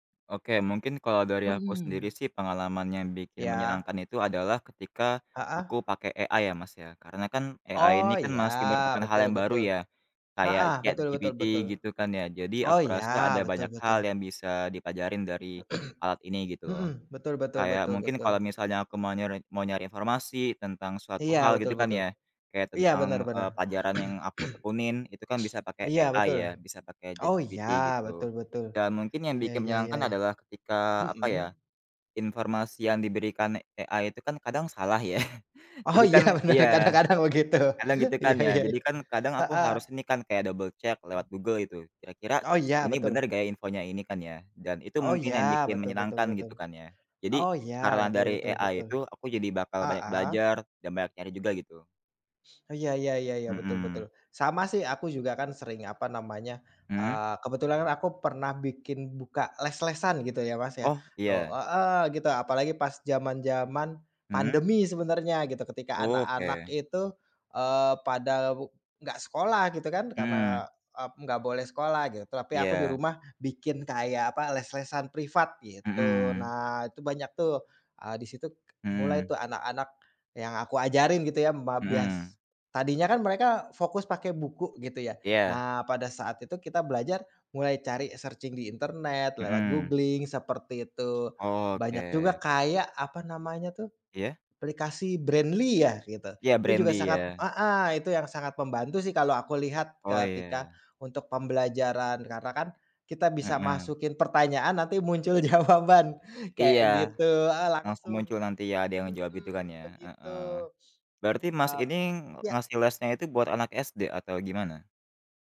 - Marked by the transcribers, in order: in English: "AI"; in English: "AI"; other background noise; throat clearing; throat clearing; in English: "AI"; in English: "AI"; laughing while speaking: "ya"; laughing while speaking: "Oh iya benar, kadang-kadang begitu. Iya iya iya"; in English: "double check"; in English: "AI"; in English: "searching"; in English: "googling"; laughing while speaking: "muncul jawaban"
- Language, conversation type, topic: Indonesian, unstructured, Bagaimana teknologi dapat membuat belajar menjadi pengalaman yang menyenangkan?